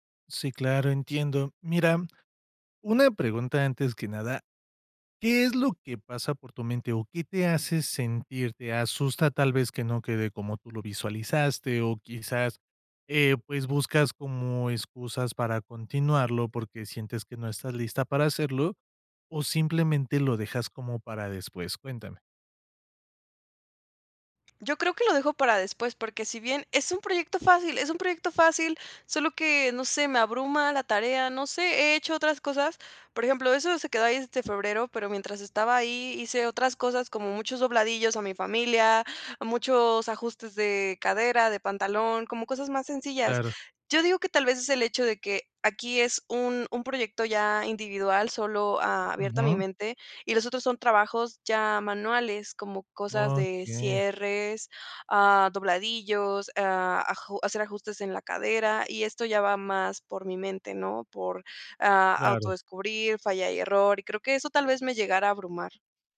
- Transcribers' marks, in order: other background noise
- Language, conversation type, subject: Spanish, advice, ¿Cómo te impide el perfeccionismo terminar tus obras o compartir tu trabajo?